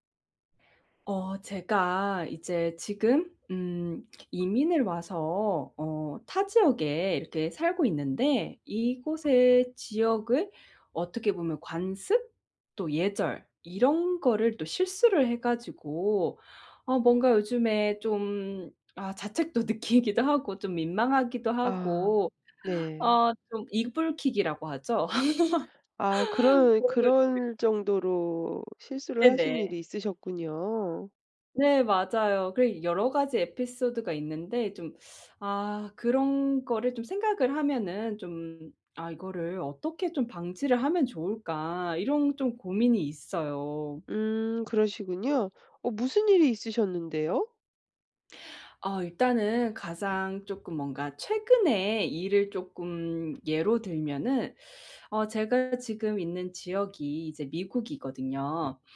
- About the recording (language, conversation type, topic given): Korean, advice, 새로운 지역의 관습이나 예절을 몰라 실수했다고 느꼈던 상황을 설명해 주실 수 있나요?
- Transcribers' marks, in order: laughing while speaking: "자책도 느끼기도"; other background noise; laugh; unintelligible speech